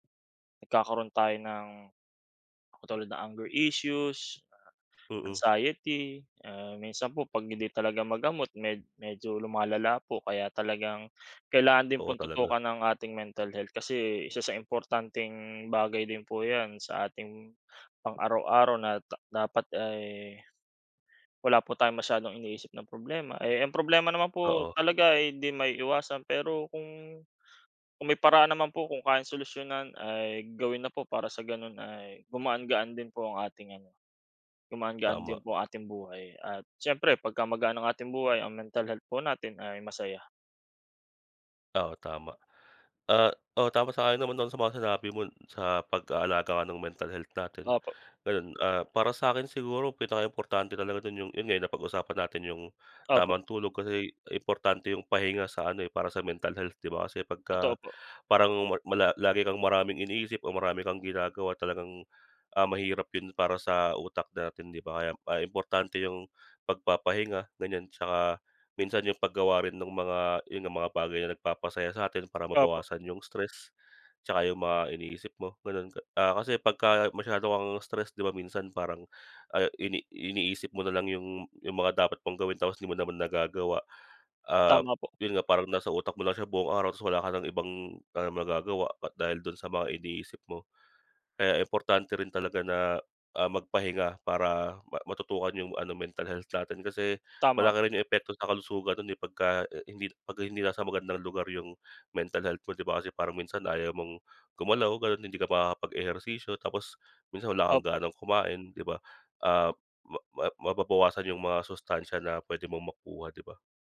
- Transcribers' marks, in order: none
- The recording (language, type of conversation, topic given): Filipino, unstructured, Ano ang ginagawa mo araw-araw para mapanatili ang kalusugan mo?